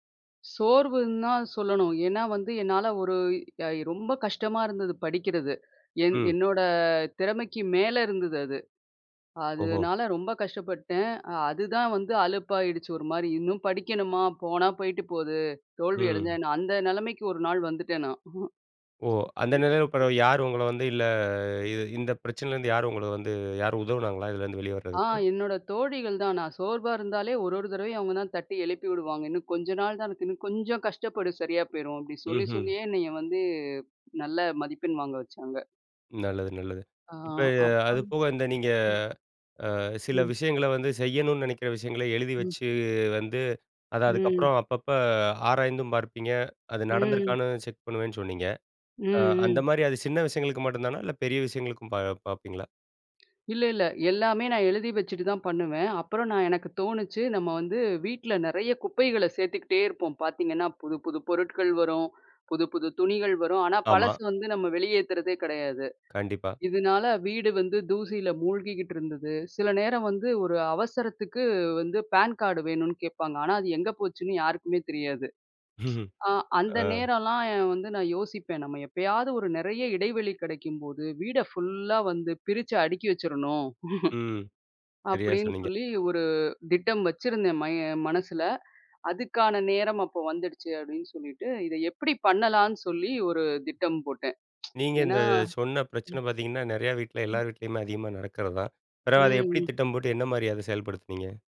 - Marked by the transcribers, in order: other background noise; drawn out: "ம்"; in English: "செக்"; in English: "பேன் காடு"; chuckle; in English: "ஃபுல்லா"; chuckle
- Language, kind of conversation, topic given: Tamil, podcast, உத்வேகம் இல்லாதபோது நீங்கள் உங்களை எப்படி ஊக்கப்படுத்திக் கொள்வீர்கள்?